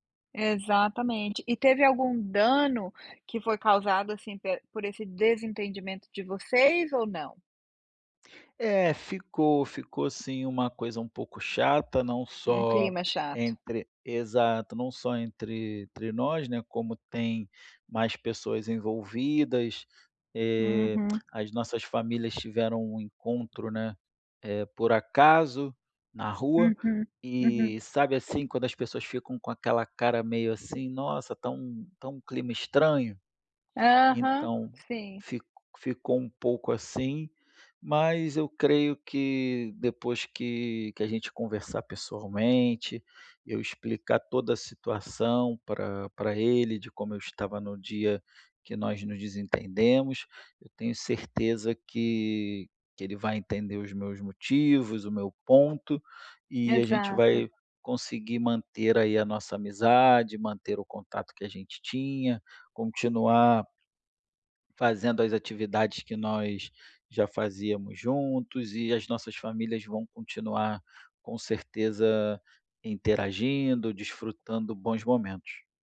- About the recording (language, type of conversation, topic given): Portuguese, advice, Como posso pedir desculpas de forma sincera depois de magoar alguém sem querer?
- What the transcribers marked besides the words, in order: tongue click; tapping